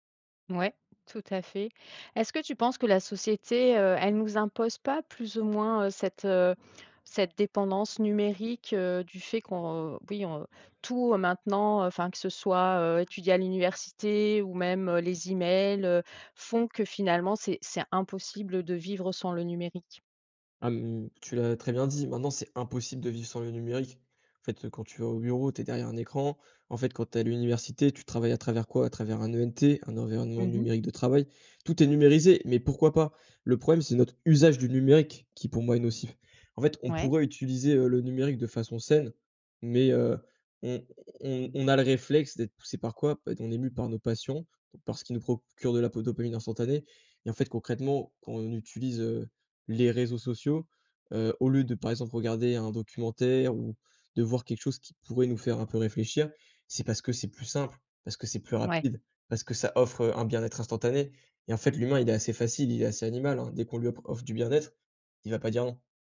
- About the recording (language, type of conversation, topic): French, podcast, Comment t’organises-tu pour faire une pause numérique ?
- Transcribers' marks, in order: stressed: "impossible"; stressed: "usage"; "procure" said as "propcure"